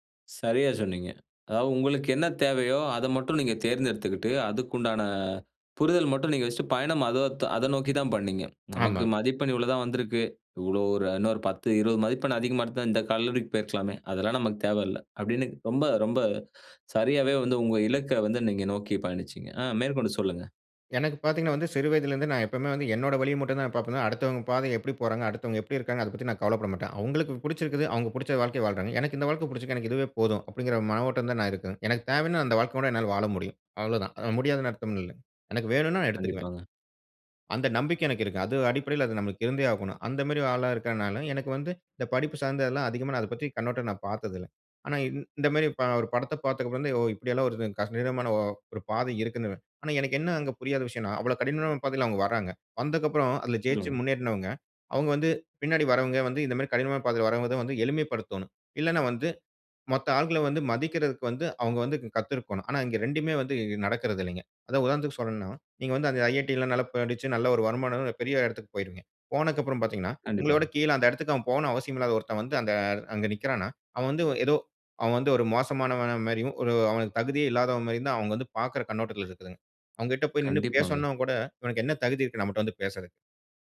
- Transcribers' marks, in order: other noise; "கடினமான" said as "கதிதமான"
- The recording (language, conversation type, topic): Tamil, podcast, தியானம் மனஅழுத்தத்தை சமாளிக்க எப்படிப் உதவுகிறது?